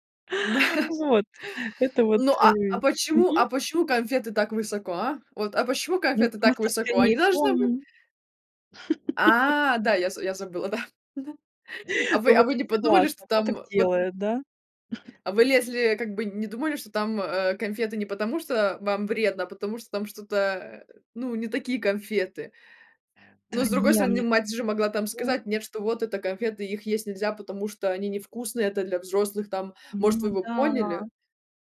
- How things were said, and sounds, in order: laughing while speaking: "Да"; laugh; chuckle; tapping; other noise
- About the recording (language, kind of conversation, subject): Russian, podcast, Какие приключения из детства вам запомнились больше всего?
- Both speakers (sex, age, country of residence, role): female, 20-24, France, host; female, 40-44, Spain, guest